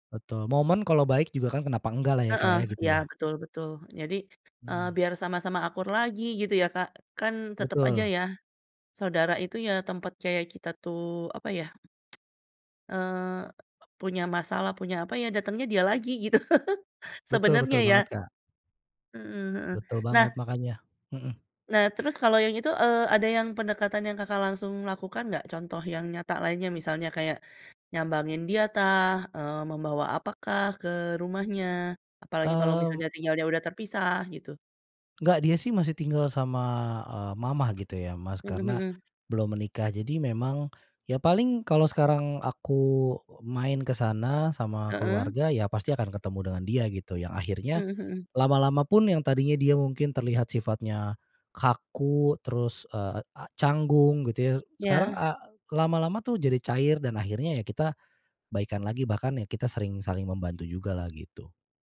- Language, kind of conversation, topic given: Indonesian, podcast, Apa yang membantumu memaafkan orang tua atau saudara?
- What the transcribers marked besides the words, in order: other background noise; tsk; tapping; chuckle